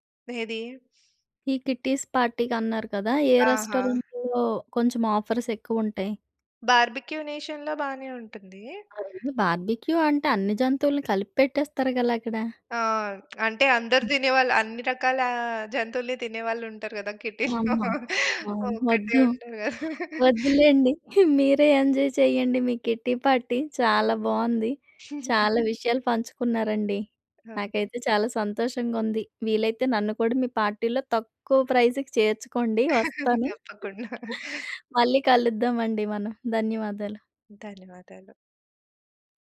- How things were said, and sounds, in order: in English: "కిట్టీస్ పార్టీకి"; in English: "రెస్టారెంట్‌లో"; in English: "ఆఫర్స్"; "కలా" said as "కదా"; in English: "కిట్టీ‌లో"; chuckle; in English: "ఎంజాయ్"; in English: "కిట్టి పార్టీ"; chuckle; in English: "పార్టీలో"; in English: "ప్రైజ్‌కి"; laughing while speaking: "తప్పకుండా"; chuckle
- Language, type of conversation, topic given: Telugu, podcast, స్నేహితుల గ్రూప్ చాట్‌లో మాటలు గొడవగా మారితే మీరు ఎలా స్పందిస్తారు?